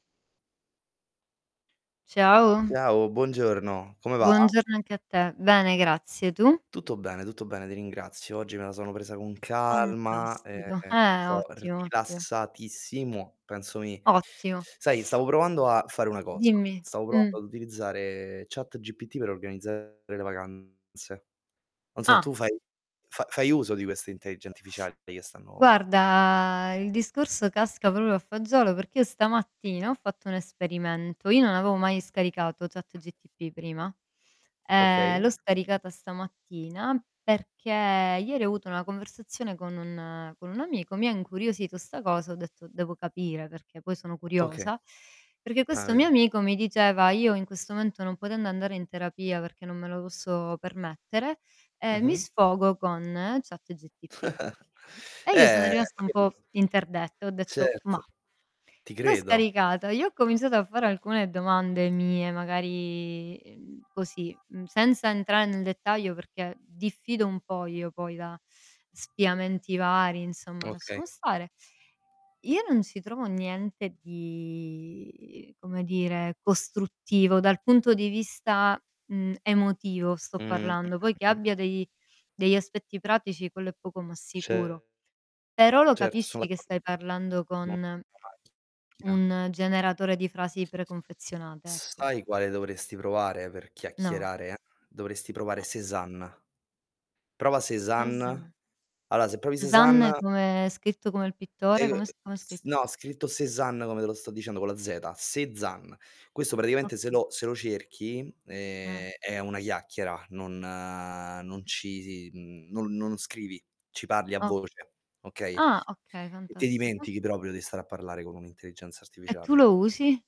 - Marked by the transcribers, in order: tapping; other background noise; distorted speech; static; stressed: "calma"; "ottimo" said as "ottio"; stressed: "rilassatissimo"; drawn out: "Guarda"; "proprio" said as "propio"; "ChatGPT" said as "Chat G-T-P"; "momento" said as "moento"; chuckle; "ChatGPT" said as "Chat G-T-P"; "Certo" said as "cetto"; siren; drawn out: "magari"; drawn out: "di"; unintelligible speech; unintelligible speech; "Allora" said as "alloa"; "Cézanne" said as "ezanne"; "scritto" said as "schitto"; "come" said as "gome"; drawn out: "non"; other noise; "proprio" said as "propio"
- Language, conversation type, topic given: Italian, unstructured, Quali rischi vedi nel fatto che l’intelligenza artificiale prenda decisioni al posto nostro?
- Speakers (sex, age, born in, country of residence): female, 35-39, Italy, Italy; male, 25-29, Italy, Italy